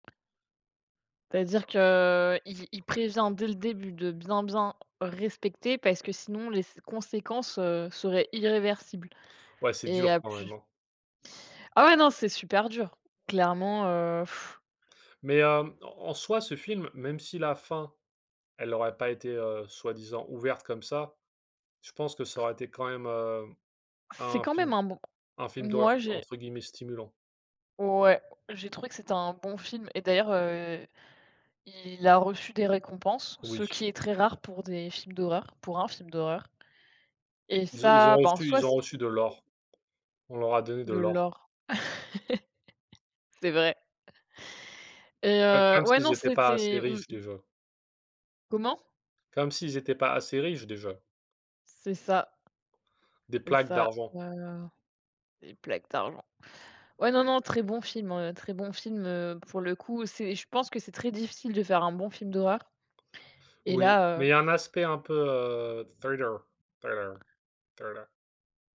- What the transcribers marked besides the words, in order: other background noise; blowing; other noise; background speech; tapping; laugh; put-on voice: "thriller thriller thriller"
- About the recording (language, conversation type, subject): French, unstructured, Les récits d’horreur avec une fin ouverte sont-ils plus stimulants que ceux qui se terminent de manière définitive ?